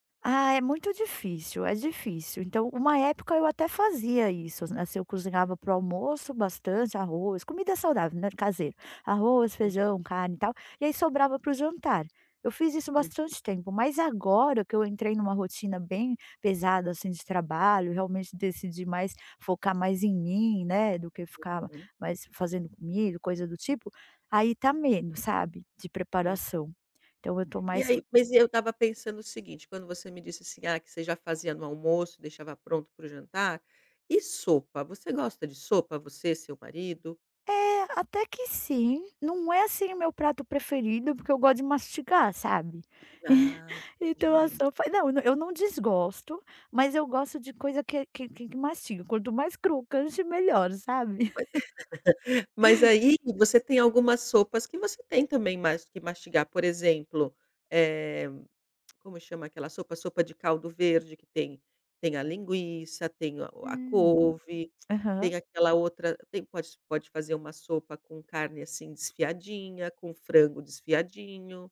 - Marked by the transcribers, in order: tapping; chuckle; unintelligible speech; laugh; chuckle; tongue click
- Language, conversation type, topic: Portuguese, advice, Como posso manter horários regulares para as refeições mesmo com pouco tempo?